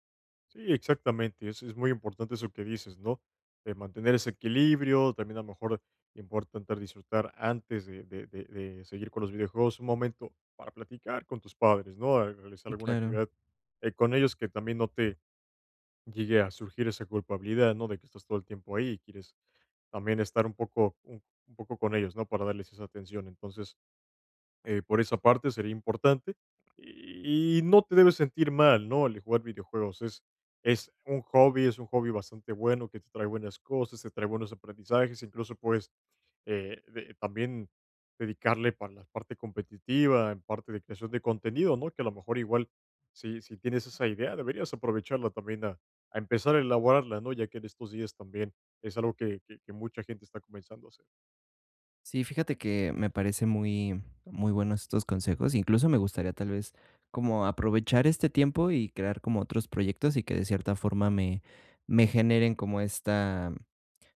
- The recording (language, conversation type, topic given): Spanish, advice, Cómo crear una rutina de ocio sin sentirse culpable
- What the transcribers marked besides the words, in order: other background noise